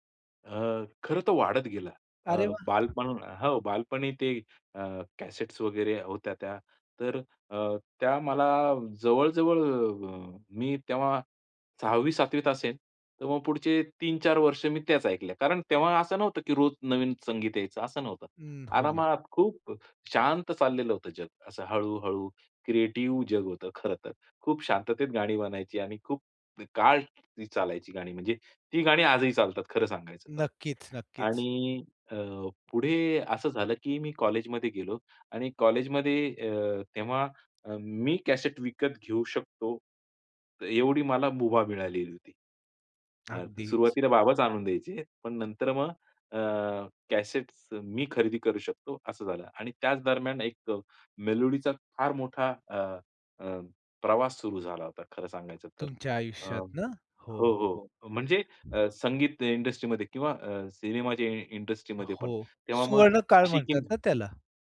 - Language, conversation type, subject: Marathi, podcast, तणावात तुम्हाला कोणता छंद मदत करतो?
- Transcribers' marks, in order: wind; other noise; other background noise; in English: "इंडस्ट्रीमध्ये"; in English: "इंडस्ट्रीमध्ये"